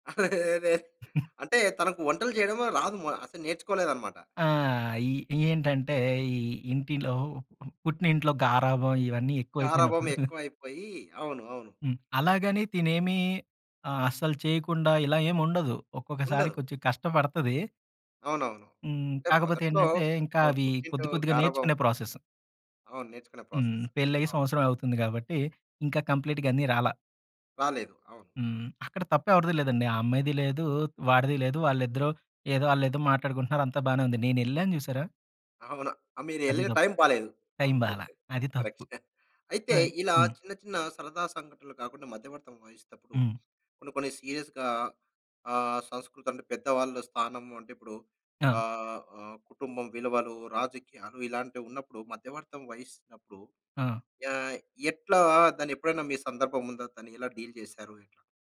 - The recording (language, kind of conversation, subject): Telugu, podcast, ఘర్షణ ఏర్పడినప్పుడు మధ్యవర్తిగా మీరు సాధారణంగా ఎలా వ్యవహరిస్తారు?
- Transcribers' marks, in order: laughing while speaking: "అదే, అదే"; giggle; other noise; chuckle; in English: "కంప్లీట్‌గా"; in English: "టైం"; unintelligible speech; in English: "సీరియస్‌గా"; in English: "డీల్"